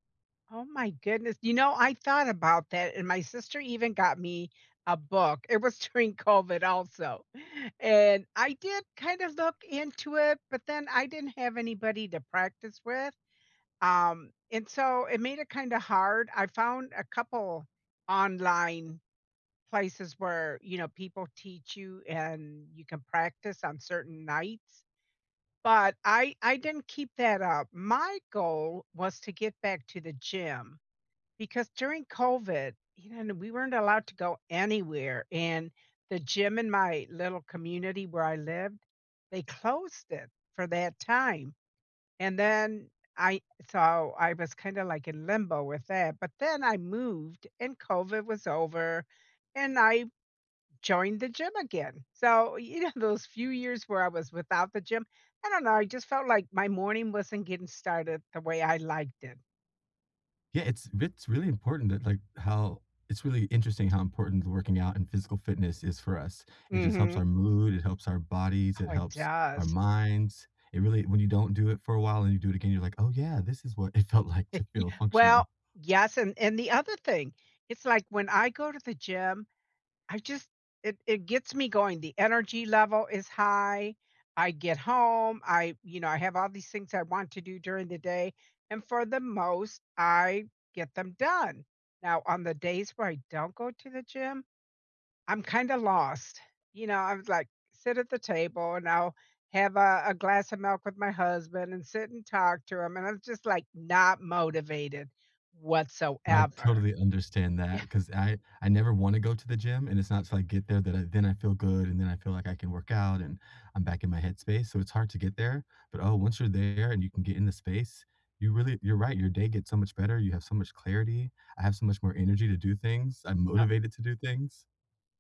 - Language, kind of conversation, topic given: English, unstructured, What goal have you set that made you really happy?
- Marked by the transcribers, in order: laughing while speaking: "it was during COVID"; other background noise; tapping; laughing while speaking: "it felt like"; laugh; laughing while speaking: "Yeah"